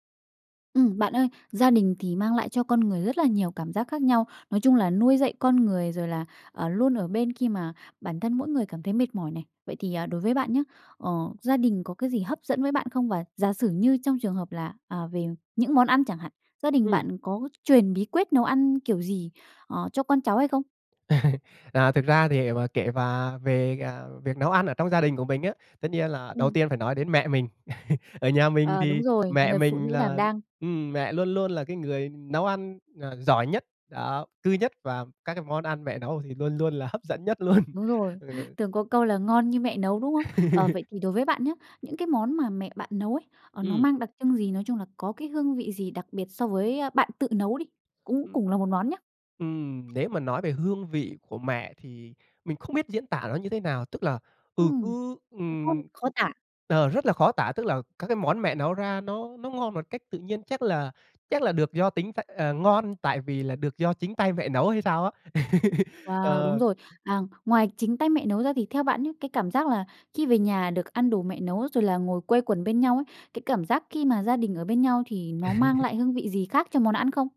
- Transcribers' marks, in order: laugh; laugh; tapping; other background noise; laughing while speaking: "luôn"; laugh; laugh; laugh
- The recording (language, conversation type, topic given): Vietnamese, podcast, Gia đình bạn truyền bí quyết nấu ăn cho con cháu như thế nào?